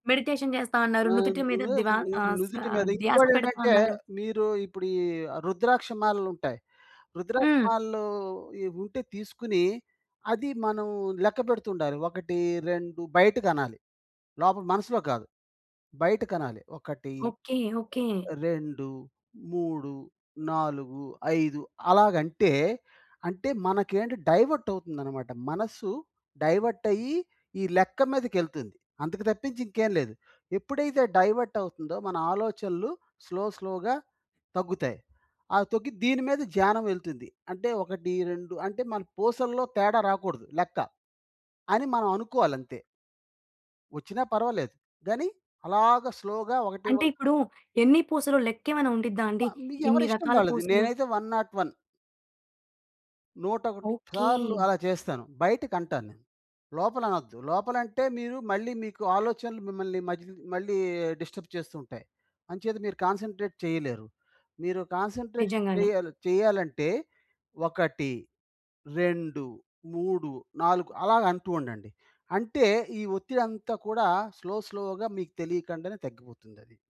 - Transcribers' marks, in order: in English: "డైవర్ట్"; in English: "డైవర్ట్"; in English: "డైవర్ట్"; in English: "స్లో స్లోగా"; in English: "స్లో‌గా"; in English: "వన్ నాట్ వన్"; in English: "డిస్టర్బ్"; in English: "కాన్సంట్రేట్"; in English: "కాన్సంట్రేషన్"; in English: "స్లో స్లోగా"
- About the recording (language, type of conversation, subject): Telugu, podcast, నీవు ఒత్తిడిని తేలికగా ఎదుర్కొనే విధానం ఏంటీ?